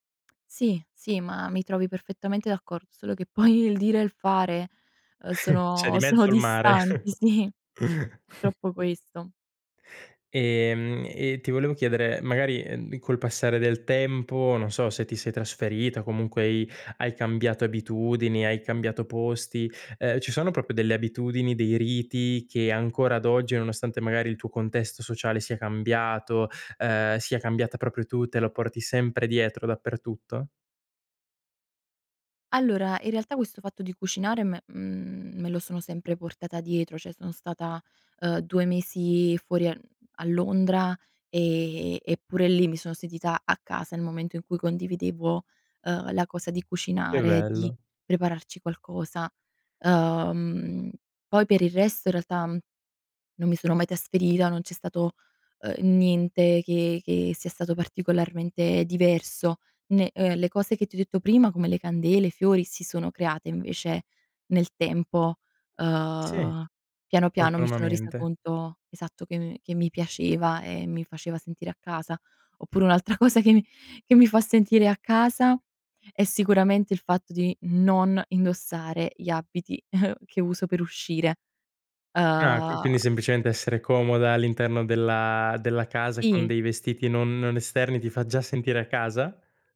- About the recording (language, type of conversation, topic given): Italian, podcast, C'è un piccolo gesto che, per te, significa casa?
- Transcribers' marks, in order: other background noise; laughing while speaking: "poi il"; chuckle; laughing while speaking: "sono"; laughing while speaking: "sì"; chuckle; "proprio" said as "propio"; "cioè" said as "ceh"; laughing while speaking: "cosa che"; stressed: "non"; chuckle